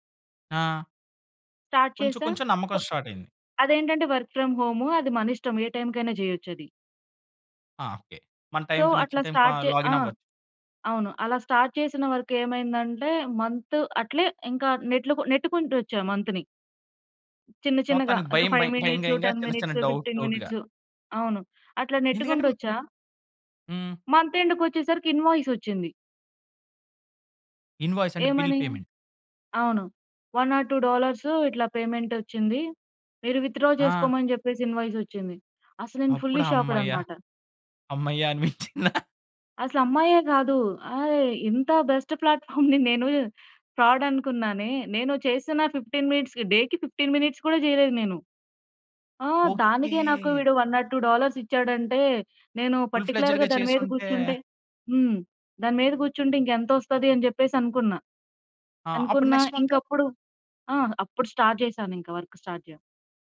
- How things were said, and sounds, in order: in English: "స్టార్ట్"; in English: "వర్క్ ఫ్రమ్"; in English: "సో"; in English: "స్టార్ట్"; in English: "లాగిన్"; in English: "స్టార్ట్"; in English: "వర్క్"; in English: "మంత్"; in English: "మంత్‌ని"; in English: "ఫైవ్"; in English: "టెన్"; in English: "డౌట్, డౌట్‌గా"; in English: "ఫిఫ్టీన్"; in English: "మంత్"; in English: "ఇన్‌వాయిస్"; in English: "ఇన్‌వాయిస్"; in English: "బిల్ పేమెంట్"; in English: "వన్ ఆర్ టూ"; in English: "విత్‌డ్రా"; in English: "ఫుల్లీ షాక్‌డ్"; laughing while speaking: "అనిపిచ్చిందా?"; in English: "బెస్ట్ ప్లాట్‌ఫామ్‌ని"; giggle; in English: "ఫిఫ్టీన్ మినిట్స్‌కి డే‌కి ఫిఫ్టీన్ మినిట్స్"; in English: "వన్ ఆర్ టూ డాలర్స్"; in English: "పర్టిక్యులర్‌గా"; in English: "ఫుల్ ఫ్లెడ్జ్‌డ్‌గా"; in English: "నెక్స్ట్ మంత్?"; in English: "స్టార్ట్"; in English: "వర్క్ స్టార్ట్"
- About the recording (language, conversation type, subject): Telugu, podcast, సరైన సమయంలో జరిగిన పరీక్ష లేదా ఇంటర్వ్యూ ఫలితం ఎలా మారింది?